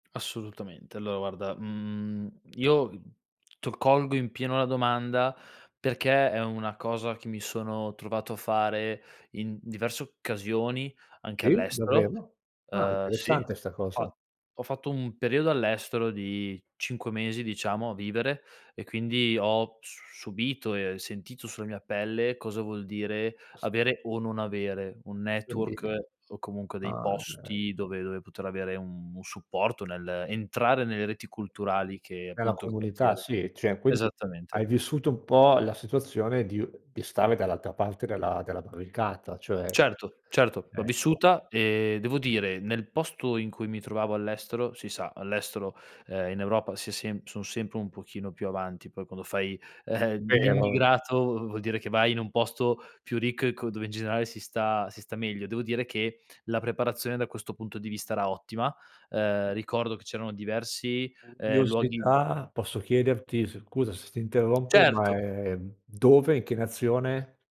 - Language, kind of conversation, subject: Italian, podcast, Come costruiresti una rete di sostegno in un nuovo quartiere?
- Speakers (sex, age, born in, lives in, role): male, 25-29, Italy, Italy, guest; male, 50-54, Italy, Italy, host
- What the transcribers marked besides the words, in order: "Allora" said as "alloa"; in English: "network"; "okay" said as "chei"; background speech; chuckle; other background noise